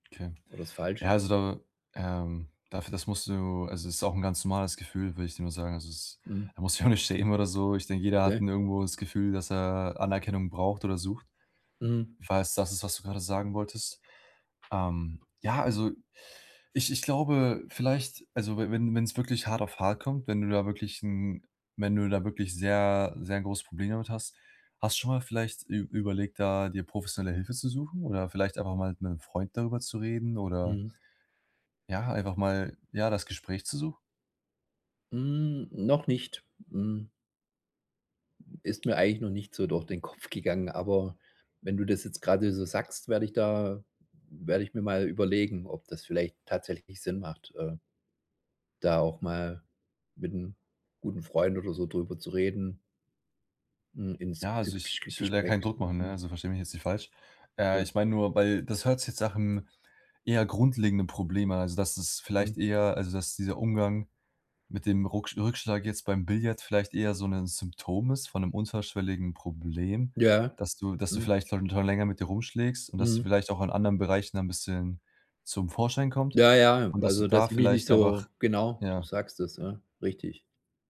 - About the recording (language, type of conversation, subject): German, advice, Wie gehe ich am besten mit einem unerwarteten Trainingsrückschlag um?
- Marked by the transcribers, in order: laughing while speaking: "nicht"; laughing while speaking: "Kopf"; unintelligible speech